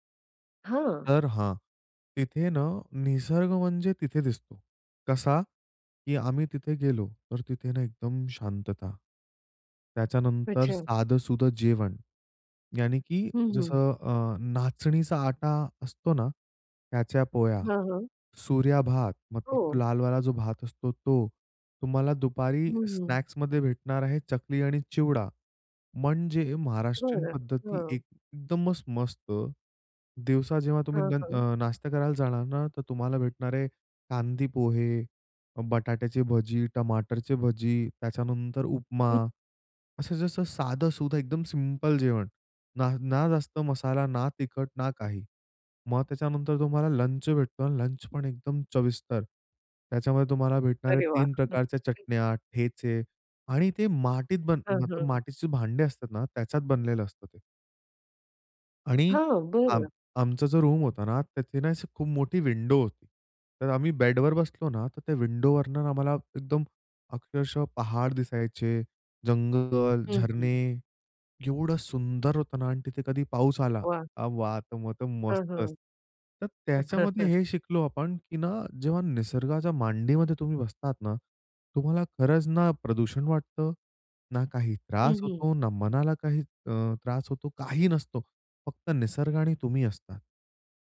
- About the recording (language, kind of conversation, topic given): Marathi, podcast, निसर्गाची साधी जीवनशैली तुला काय शिकवते?
- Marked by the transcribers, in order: in English: "स्नॅक्समध्ये"; other background noise; in English: "सिंपल"; "चविष्ट" said as "चविस्तर"; "मातीत" said as "माटीत"; "मातीचे" said as "माटीचे"; in English: "रूम"; in English: "विंडो"; in English: "विंडोवरनं"; chuckle